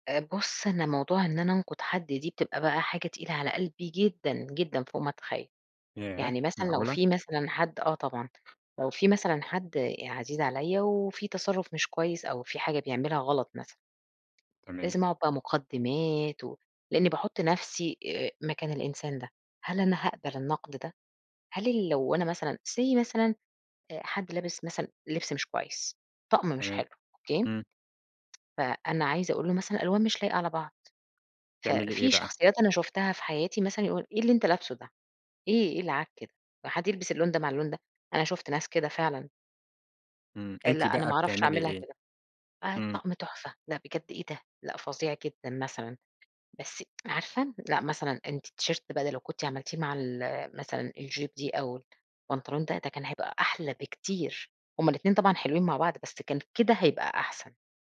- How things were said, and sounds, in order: tapping; in English: "say"; tsk; in English: "الT-shirt"; in English: "الJupe"
- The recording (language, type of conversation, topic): Arabic, podcast, إزاي تدي نقد من غير ما تجرح؟